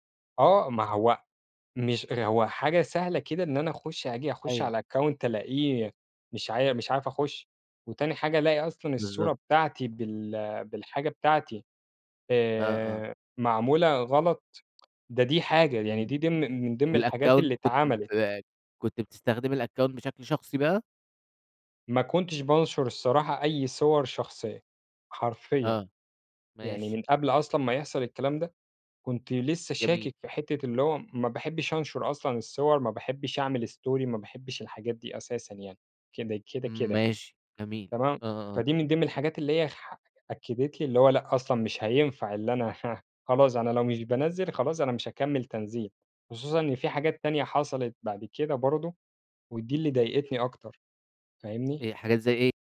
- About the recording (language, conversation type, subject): Arabic, podcast, بتخاف على خصوصيتك مع تطور الأجهزة الذكية؟
- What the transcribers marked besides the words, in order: in English: "الaccount"; in English: "والaccount"; in English: "الaccount"; in English: "story"